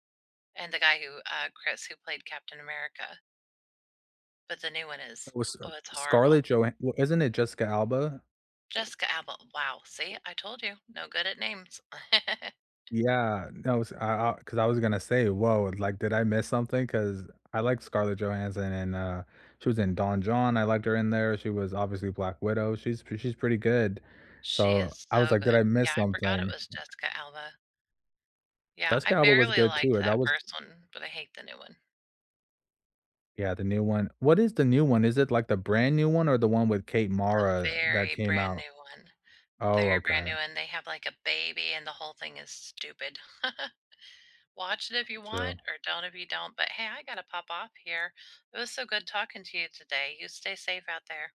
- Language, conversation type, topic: English, unstructured, When you're deciding between a remake and the original, what usually sways your choice, and why?
- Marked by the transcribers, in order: other background noise; chuckle; tapping; stressed: "very"; chuckle